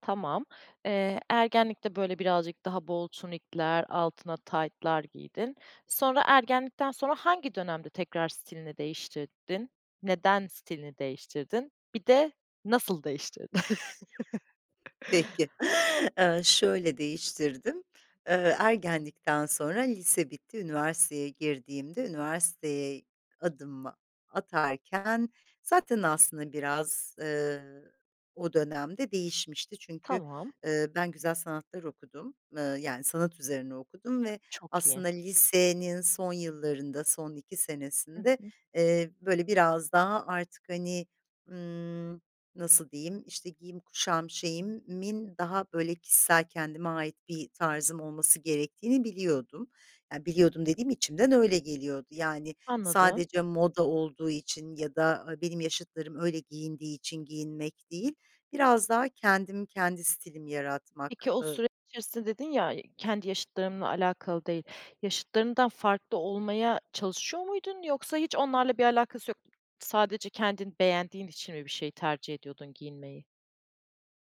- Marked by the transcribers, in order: laughing while speaking: "değiştirdin?"; gasp; "şeyimin" said as "şeyimmin"; other background noise
- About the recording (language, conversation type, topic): Turkish, podcast, Stil değişimine en çok ne neden oldu, sence?